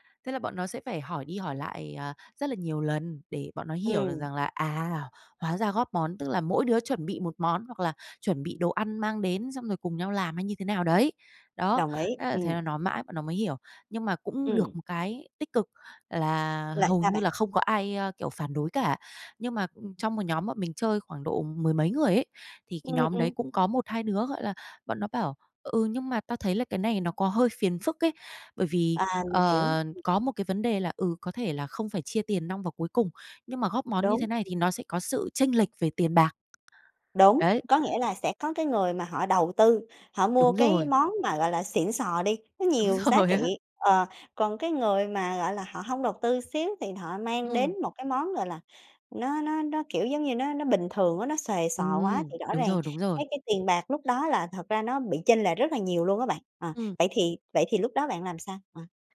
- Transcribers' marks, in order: other background noise; tapping; laughing while speaking: "Đúng rồi á"
- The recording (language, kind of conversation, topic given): Vietnamese, podcast, Làm sao để tổ chức một buổi tiệc góp món thật vui mà vẫn ít căng thẳng?